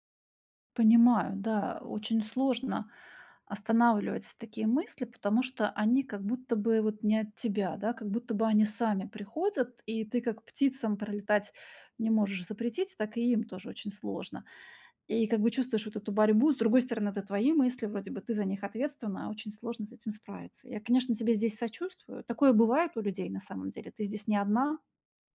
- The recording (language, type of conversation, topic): Russian, advice, Как справиться с навязчивыми негативными мыслями, которые подрывают мою уверенность в себе?
- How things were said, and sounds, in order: none